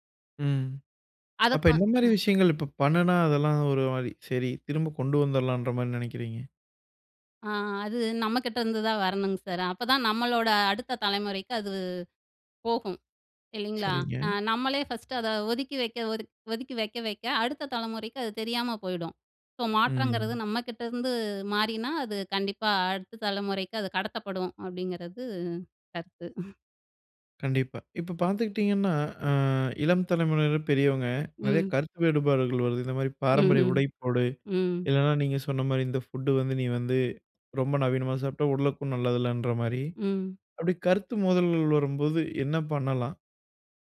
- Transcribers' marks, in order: other background noise; chuckle; horn
- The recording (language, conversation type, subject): Tamil, podcast, பாரம்பரியத்தை காப்பாற்றி புதியதை ஏற்கும் சமநிலையை எப்படிச் சீராகப் பேணலாம்?